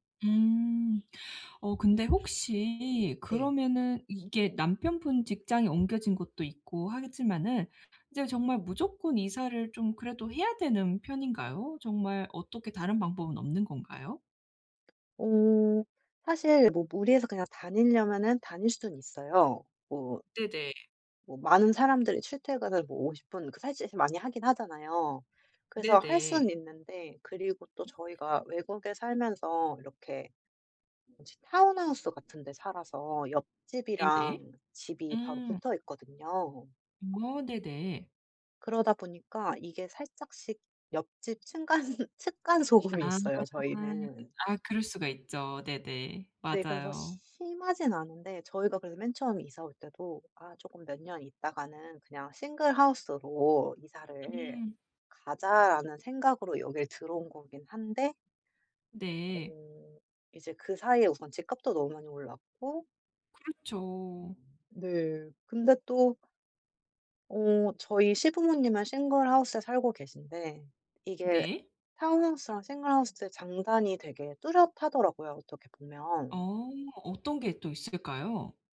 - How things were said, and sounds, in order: tapping; other background noise; in English: "타운하우스"; laughing while speaking: "층간 측간 소음이 있어요"; in English: "single house로"; in English: "싱글하우스에"; in English: "타운하우스랑"
- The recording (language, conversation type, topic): Korean, advice, 이사할지 말지 어떻게 결정하면 좋을까요?